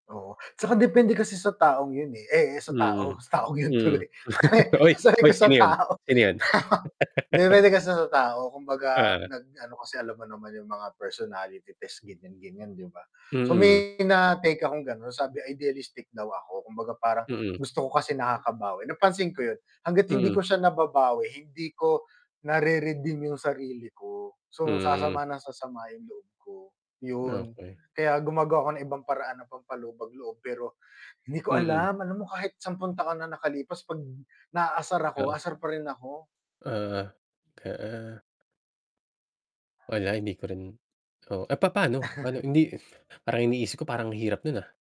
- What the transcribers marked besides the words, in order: static; laughing while speaking: "sa taong 'yun tuloy. Sabi ko sa tao"; laugh; laugh; tapping; distorted speech; dog barking; chuckle
- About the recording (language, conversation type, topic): Filipino, unstructured, Ano ang nararamdaman mo kapag pinapanood mo ang paglubog ng araw?